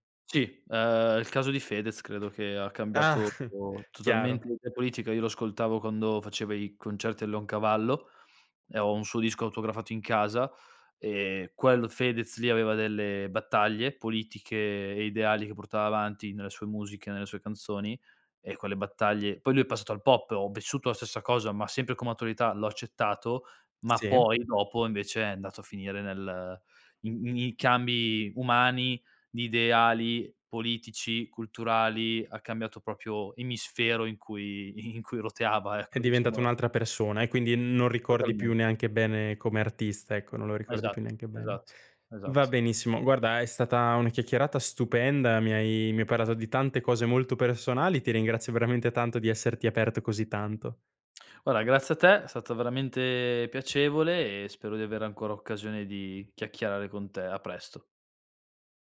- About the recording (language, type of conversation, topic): Italian, podcast, Quale album definisce un periodo della tua vita?
- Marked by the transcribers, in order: other background noise; "proprio" said as "propio"; "Guarda" said as "guara"